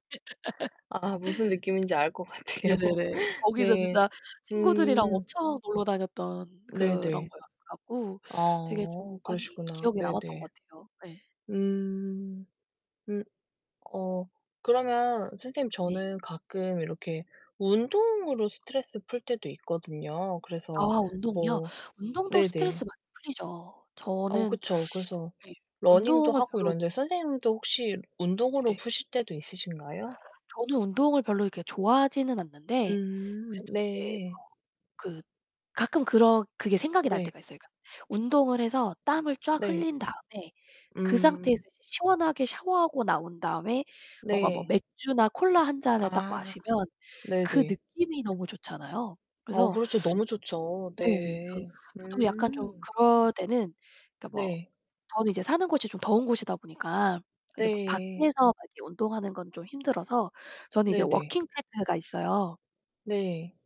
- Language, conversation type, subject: Korean, unstructured, 스트레스를 풀 때 나만의 방법이 있나요?
- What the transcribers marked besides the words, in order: laugh; tapping; laughing while speaking: "같아요"; other background noise; distorted speech